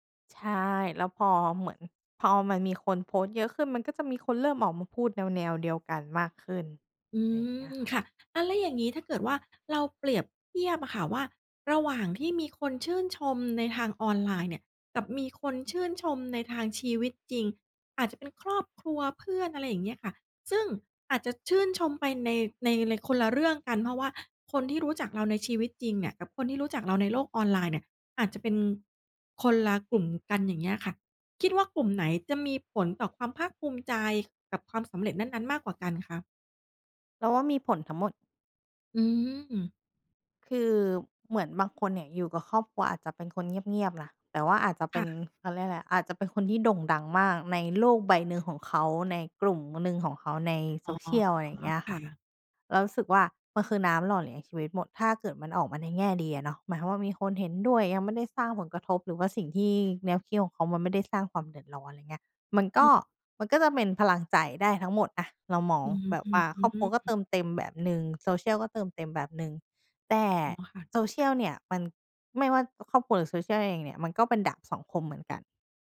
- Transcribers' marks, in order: other background noise; tapping; drawn out: "อืม"
- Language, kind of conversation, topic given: Thai, podcast, สังคมออนไลน์เปลี่ยนความหมายของความสำเร็จอย่างไรบ้าง?